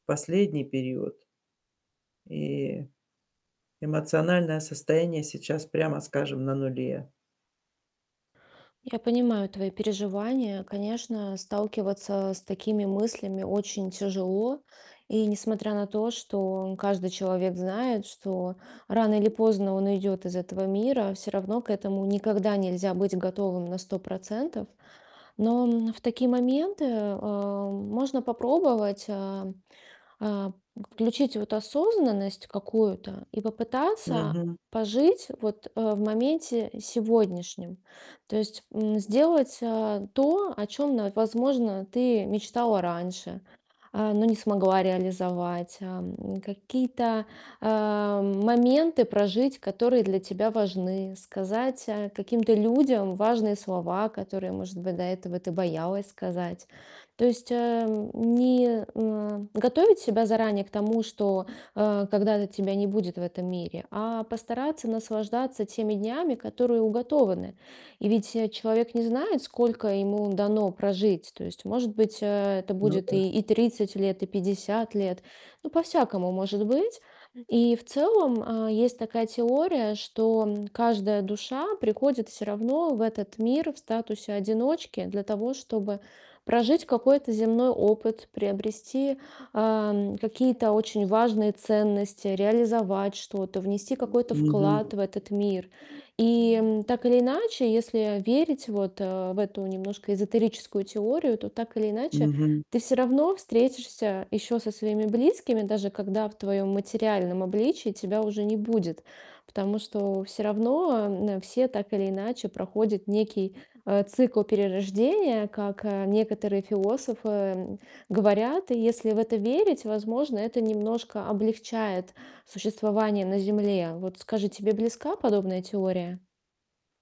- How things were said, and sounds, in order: distorted speech; other background noise; mechanical hum
- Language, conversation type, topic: Russian, advice, Как понять, готов ли я к новому этапу в жизни?